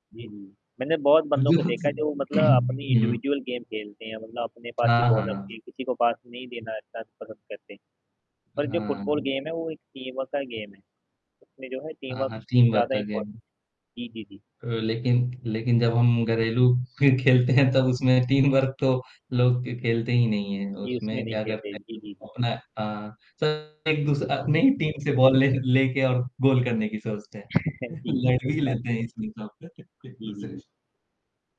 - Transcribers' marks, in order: static; throat clearing; in English: "इंडिविजुअल गेम"; in English: "बॉल"; unintelligible speech; in English: "गेम"; in English: "टीम वर्क"; in English: "गेम"; in English: "टीम वर्क"; in English: "टीम वर्क"; in English: "इम्पॉर्ट"; in English: "गेम"; tapping; laughing while speaking: "फ़िर खेलते हैं"; in English: "टीम वर्क"; distorted speech; in English: "टीम"; in English: "बॉल"; chuckle; unintelligible speech
- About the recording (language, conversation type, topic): Hindi, unstructured, क्या आपको क्रिकेट खेलना ज्यादा पसंद है या फुटबॉल?